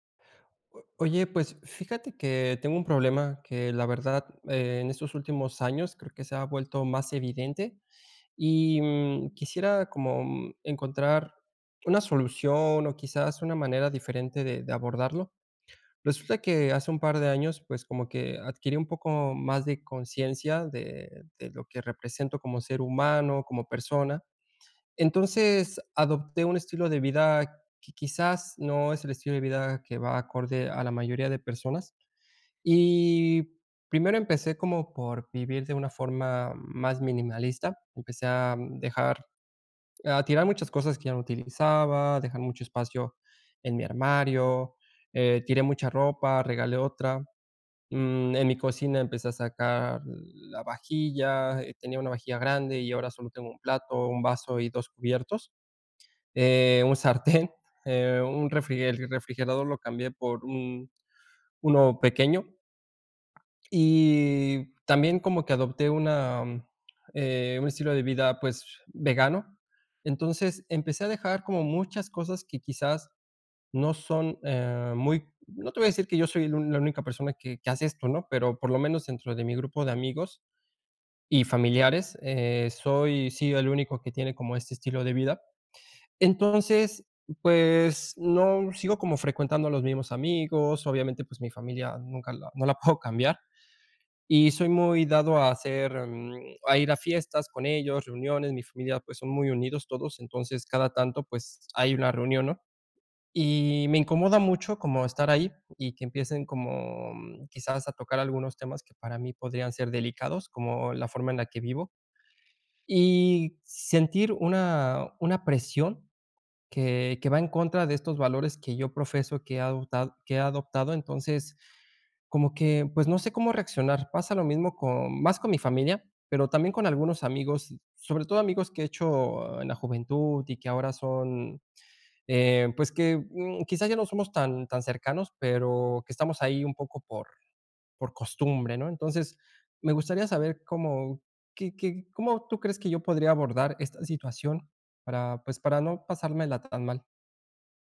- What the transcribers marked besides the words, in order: laughing while speaking: "un sartén"; other noise
- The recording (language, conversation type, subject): Spanish, advice, ¿Cómo puedo mantener mis valores cuando otras personas me presionan para actuar en contra de mis convicciones?